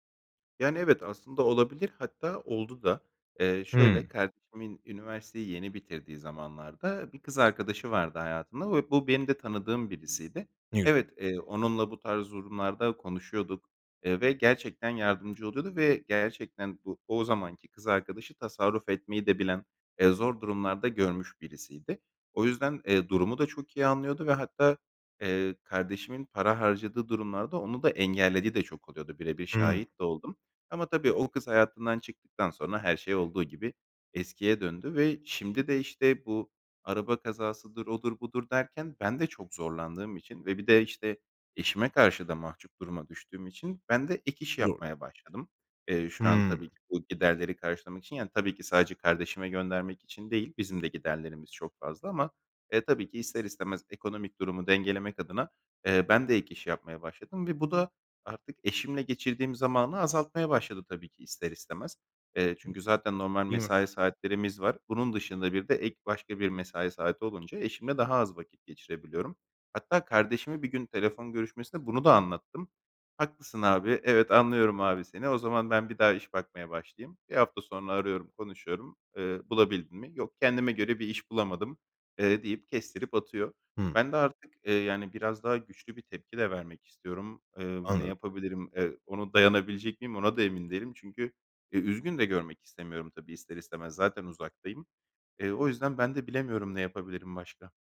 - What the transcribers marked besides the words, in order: unintelligible speech; other background noise; tapping
- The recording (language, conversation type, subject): Turkish, advice, Aile içi maddi destek beklentileri yüzünden neden gerilim yaşıyorsunuz?